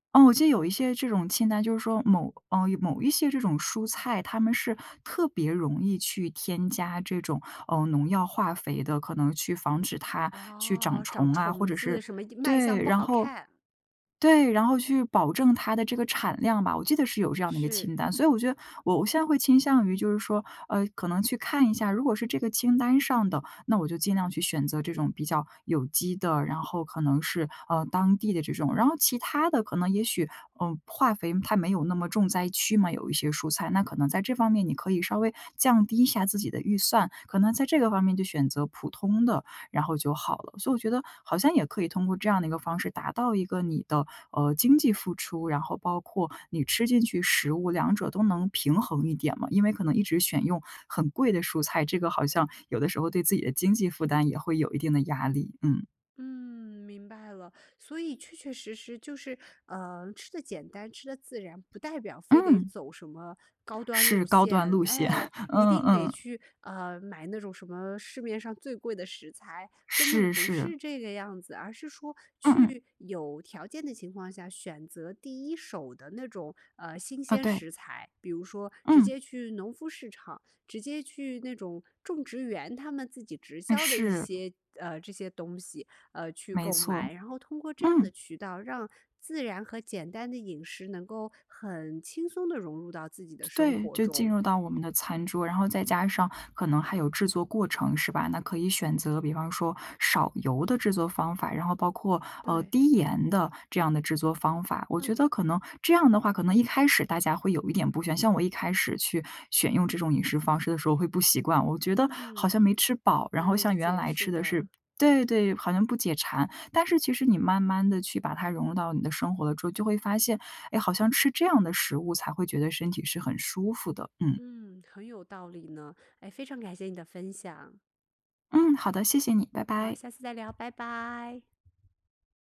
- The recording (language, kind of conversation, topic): Chinese, podcast, 简单的饮食和自然生活之间有什么联系？
- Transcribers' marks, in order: chuckle